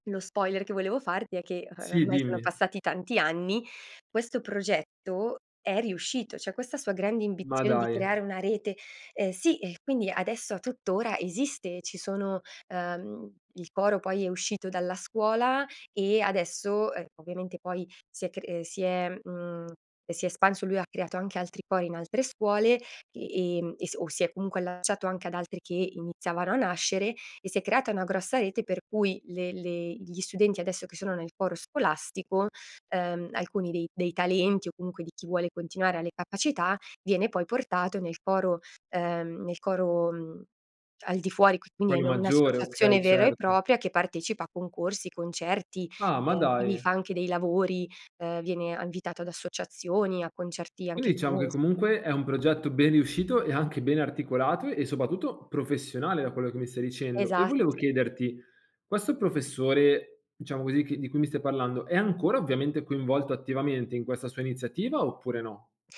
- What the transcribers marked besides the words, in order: "cioè" said as "ceh"; "ambizione" said as "imbizione"; "diciamo" said as "ciamo"; other background noise; "soprattutto" said as "sopatutto"; "diciamo" said as "nciamo"
- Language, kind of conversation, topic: Italian, podcast, Puoi raccontarmi di un insegnante che ti ha cambiato la vita?